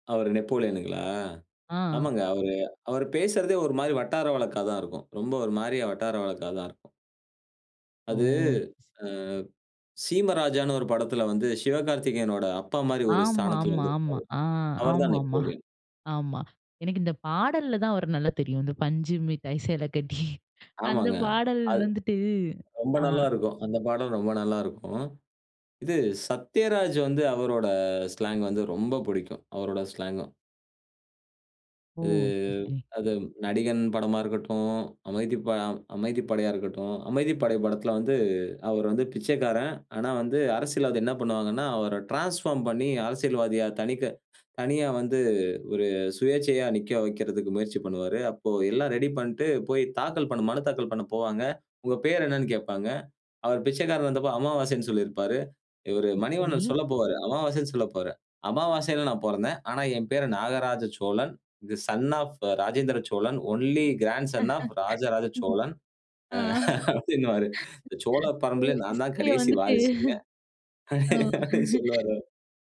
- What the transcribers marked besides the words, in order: other background noise; singing: "பஞ்சுமிட்டாய் சேலை கட்டி"; chuckle; in English: "ஸ்லாங்"; in English: "ஸ்லாங்கும்"; drawn out: "இது"; in English: "டிரான்ஸ்பார்ம்"; in English: "தி சன் ஆஃப்"; unintelligible speech; laughing while speaking: "சோ ஹிஸ்டரிய வந்துட்டு"; in English: "ஒன்லி கிராண்ட் சோன் ஆஃப்"; in English: "ஹிஸ்டரிய"; laughing while speaking: "அப்பிடின்னுவாரு"; laughing while speaking: "அப்பிடின்னு சொல்லுவாரு"
- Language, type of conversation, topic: Tamil, podcast, பழைய சினிமா நாயகர்களின் பாணியை உங்களின் கதாப்பாத்திரத்தில் இணைத்த அனுபவத்தைப் பற்றி சொல்ல முடியுமா?